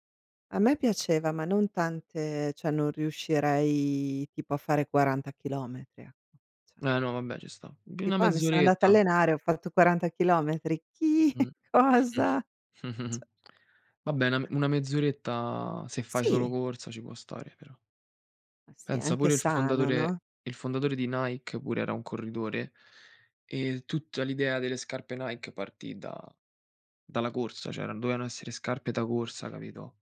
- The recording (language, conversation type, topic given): Italian, unstructured, Cosa ti rende felice durante una giornata normale?
- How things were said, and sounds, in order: other background noise; chuckle; laughing while speaking: "Chi? Cosa?"; chuckle